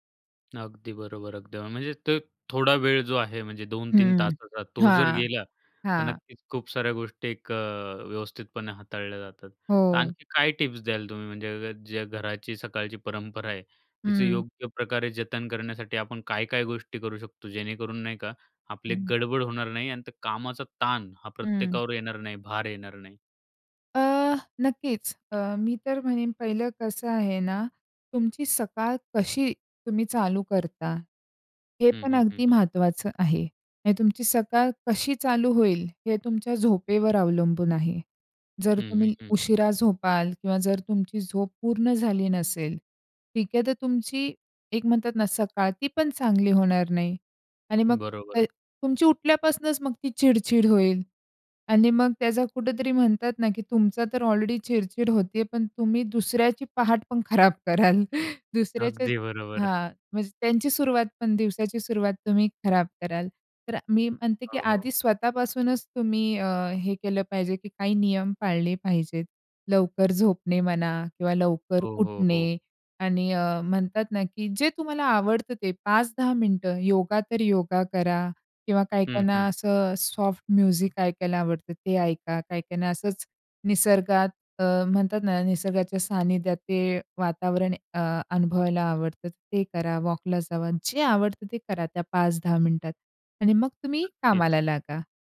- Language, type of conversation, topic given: Marathi, podcast, तुझ्या घरी सकाळची परंपरा कशी असते?
- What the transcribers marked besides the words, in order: tapping; chuckle; in English: "सॉफ्ट म्युझिक"